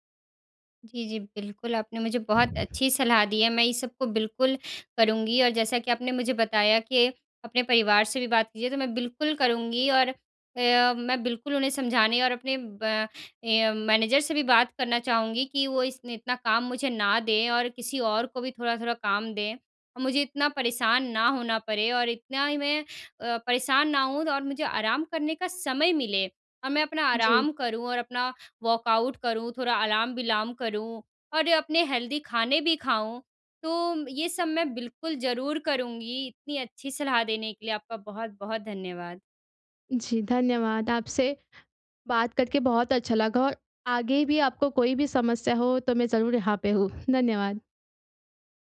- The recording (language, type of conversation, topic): Hindi, advice, आराम के लिए समय निकालने में मुझे कठिनाई हो रही है—मैं क्या करूँ?
- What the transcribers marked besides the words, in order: in English: "वर्कआउट"; in English: "हेल्दी"